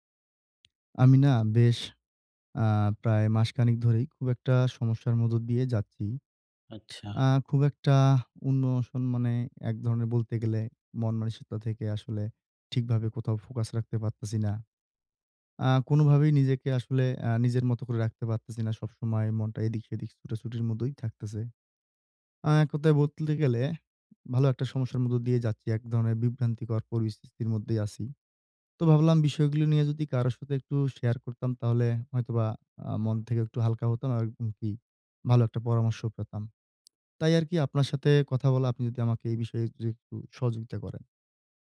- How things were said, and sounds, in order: tapping; in English: "ইমোশন"; "বলতে" said as "বতলে"
- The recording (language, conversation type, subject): Bengali, advice, কাজের সময় কীভাবে বিভ্রান্তি কমিয়ে মনোযোগ বাড়ানো যায়?